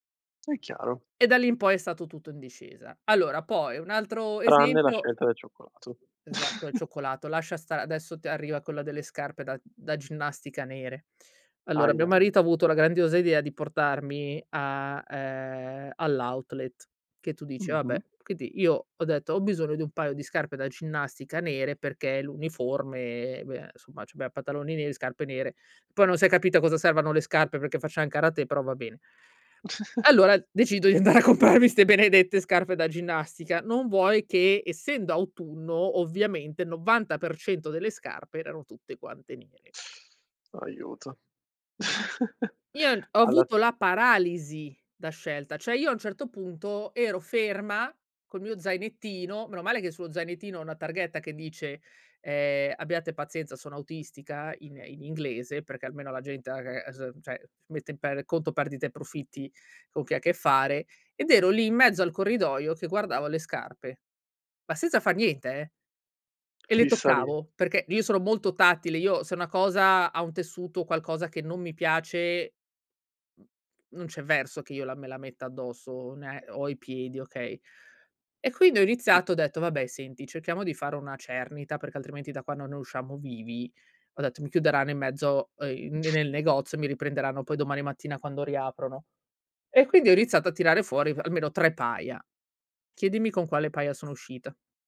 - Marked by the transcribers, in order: chuckle; tapping; "insomma" said as "nsumma"; chuckle; laughing while speaking: "andare a comprarmi"; teeth sucking; chuckle; "Cioè" said as "ceh"; "cioè" said as "ceh"; "Sì" said as "ì"; other noise
- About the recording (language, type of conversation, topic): Italian, podcast, Come riconosci che sei vittima della paralisi da scelta?
- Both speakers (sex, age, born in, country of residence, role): female, 35-39, Italy, Belgium, guest; male, 25-29, Italy, Italy, host